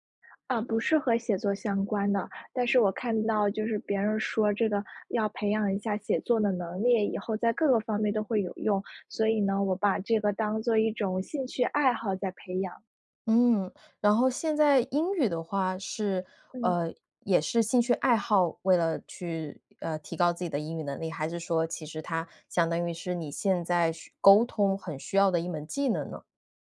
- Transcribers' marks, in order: other background noise
- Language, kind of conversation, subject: Chinese, advice, 为什么我想同时养成多个好习惯却总是失败？